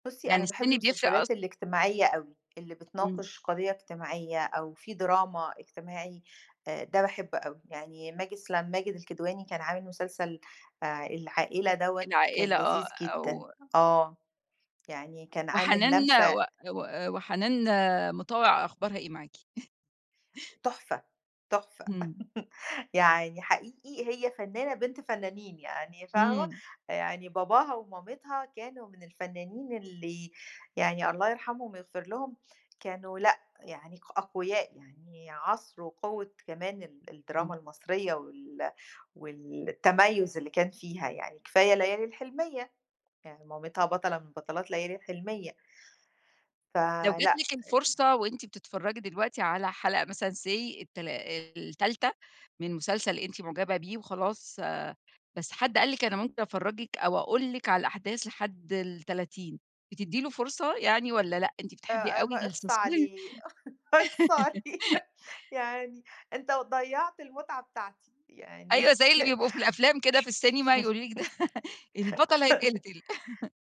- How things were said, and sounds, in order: chuckle; laugh; in English: "say"; chuckle; laughing while speaking: "إخص عليه"; in English: "الsusp"; laugh; chuckle; laugh
- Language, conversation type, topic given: Arabic, podcast, إيه اللي بيخلي الواحد يكمل مسلسل لحدّ آخر حلقة؟